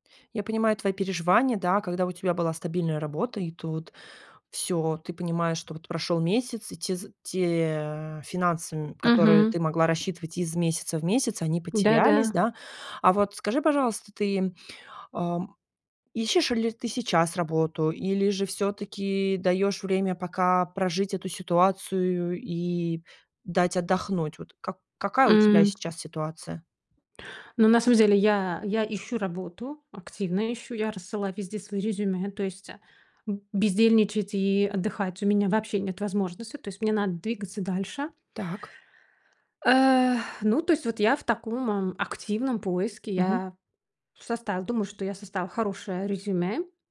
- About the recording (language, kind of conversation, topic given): Russian, advice, Как справиться с неожиданной потерей работы и тревогой из-за финансов?
- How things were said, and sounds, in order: tapping